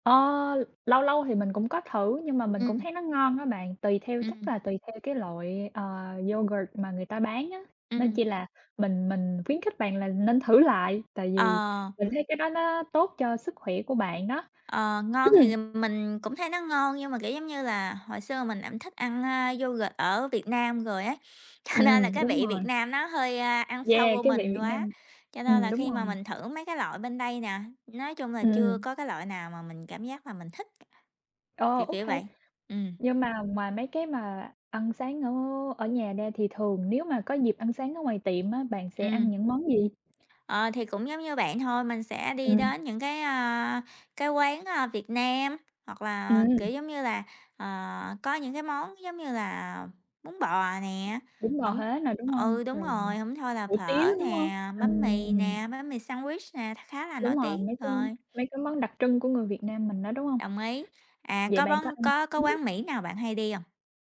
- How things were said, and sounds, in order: tapping; other background noise; throat clearing; laughing while speaking: "cho"
- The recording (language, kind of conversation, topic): Vietnamese, unstructured, Giữa ăn sáng ở nhà và ăn sáng ngoài tiệm, bạn sẽ chọn cách nào?